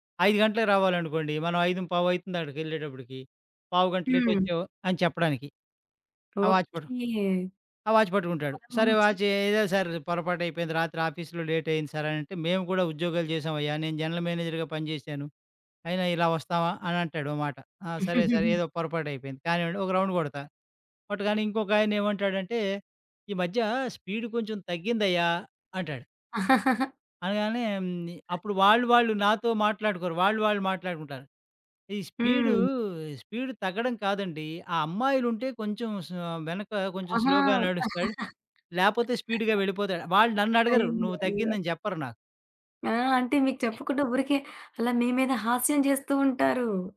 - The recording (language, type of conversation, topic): Telugu, podcast, రోజువారీ పనిలో ఆనందం పొందేందుకు మీరు ఏ చిన్న అలవాట్లు ఎంచుకుంటారు?
- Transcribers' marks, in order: in English: "లేట్"; other background noise; in English: "వాచ్"; in English: "వాచ్"; in English: "లేట్"; in English: "జనరల్ మేనేజర్‌గా"; giggle; in English: "రౌండ్"; in English: "స్పీడ్"; chuckle; in English: "స్లోగా"; tapping; chuckle